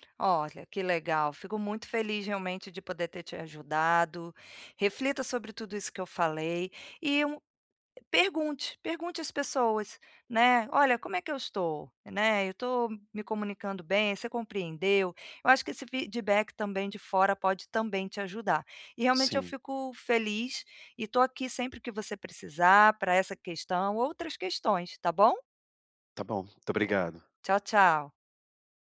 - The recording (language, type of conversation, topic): Portuguese, advice, Como posso falar de forma clara e concisa no grupo?
- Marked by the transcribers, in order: none